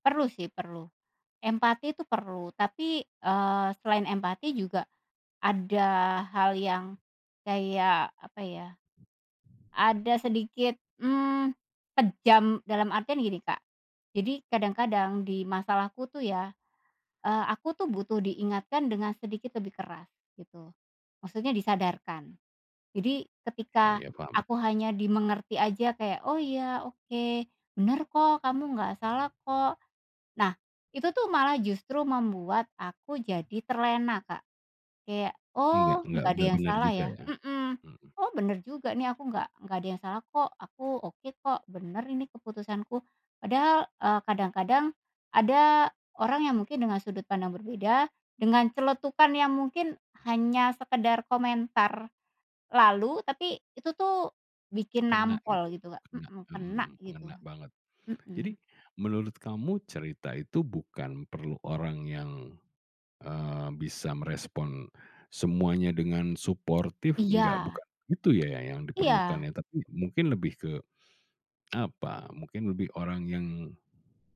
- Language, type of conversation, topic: Indonesian, podcast, Bagaimana biasanya kamu mencari dukungan saat sedang stres atau merasa down?
- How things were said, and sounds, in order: other background noise; tapping